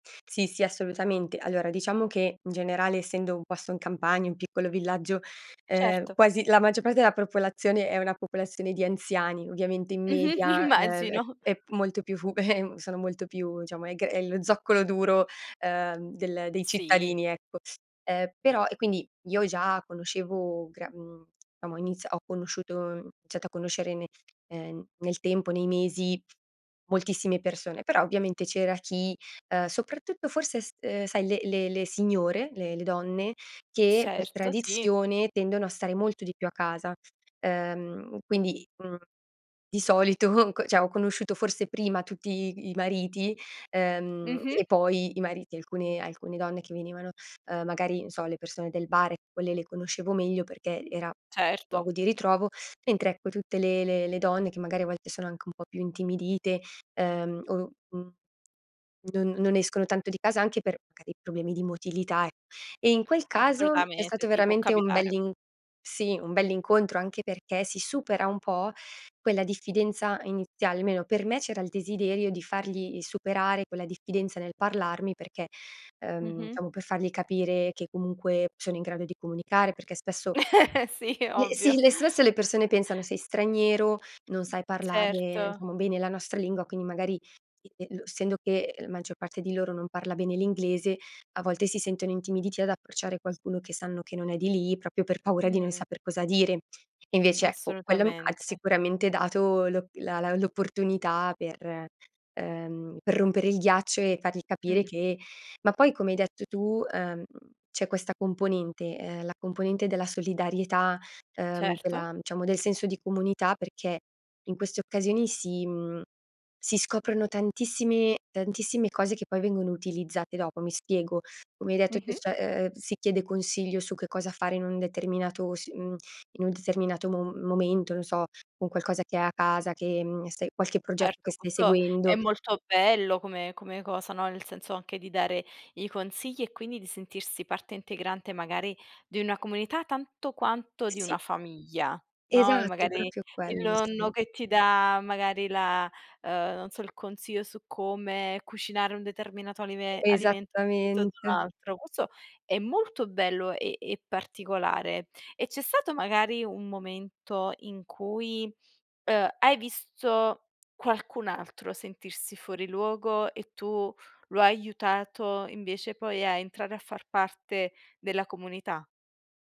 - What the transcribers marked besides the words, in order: laughing while speaking: "immagino"; chuckle; "diciamo" said as "ciamo"; "diciamo" said as "ciamo"; tapping; "cioè" said as "ceh"; other background noise; teeth sucking; chuckle; chuckle; "diciamo" said as "ciamo"; "proprio" said as "propio"; "diciamo" said as "ciamo"; "cioè" said as "ceh"; "Certo" said as "erto"; "proprio" said as "propio"; "aiutato" said as "iutato"
- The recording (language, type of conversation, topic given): Italian, podcast, Che ruolo hanno le feste locali nel tenere insieme le persone?